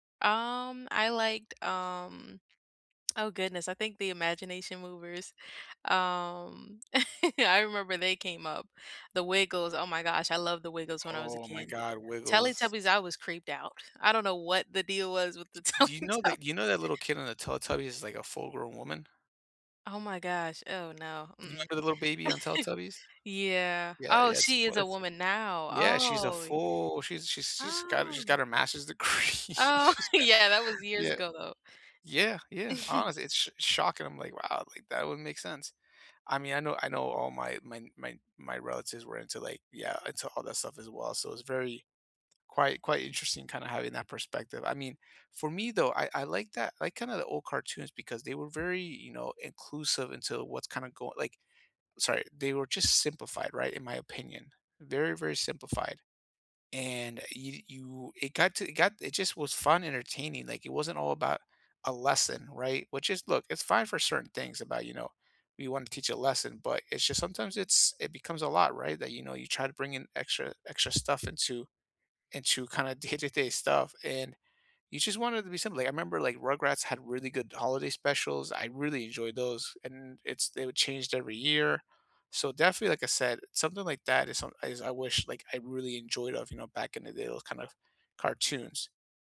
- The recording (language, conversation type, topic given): English, unstructured, What childhood memory do you still think about most, and how does it help or hold you back?
- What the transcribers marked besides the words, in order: chuckle; laughing while speaking: "the Teletubbies"; tapping; chuckle; laughing while speaking: "degree"; laughing while speaking: "yeah"; chuckle; other background noise; laughing while speaking: "day-to"